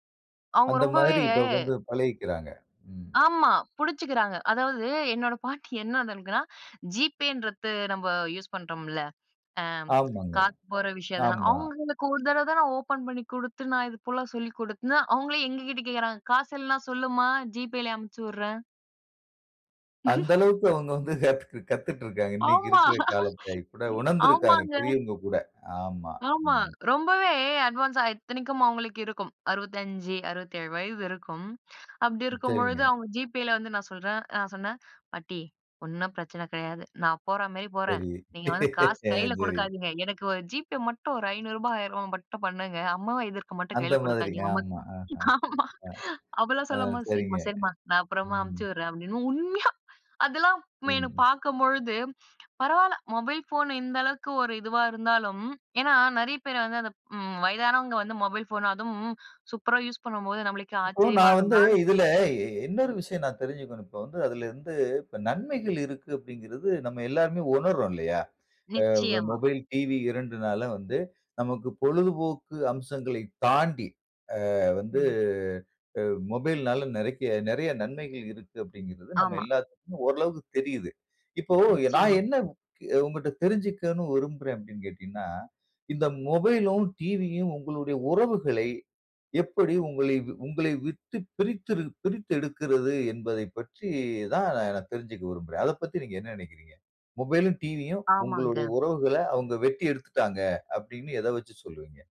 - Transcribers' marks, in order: chuckle; unintelligible speech; swallow; chuckle; laughing while speaking: "ஆமா ஆமாங்க"; unintelligible speech; in English: "அட்வான்ஸா"; laugh; unintelligible speech; laugh; chuckle; tapping; "நிறைய" said as "நிறைக்க"
- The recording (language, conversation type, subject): Tamil, podcast, வீட்டில் கைபேசி, தொலைக்காட்சி போன்றவற்றைப் பயன்படுத்துவதற்கு நீங்கள் எந்த விதிமுறைகள் வைத்திருக்கிறீர்கள்?